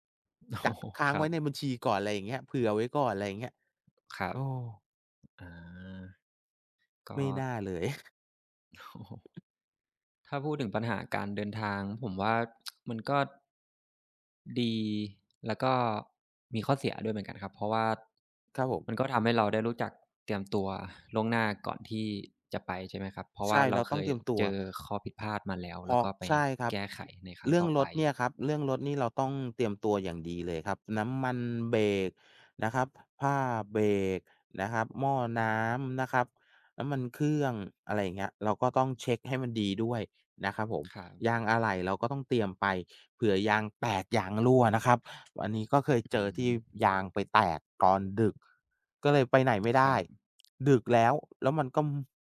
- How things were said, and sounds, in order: laughing while speaking: "โอ้โฮ"; tapping; other background noise; chuckle; laughing while speaking: "โอ้โฮ"; tsk
- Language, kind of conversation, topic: Thai, unstructured, คุณเคยเจอสถานการณ์ลำบากระหว่างเดินทางไหม?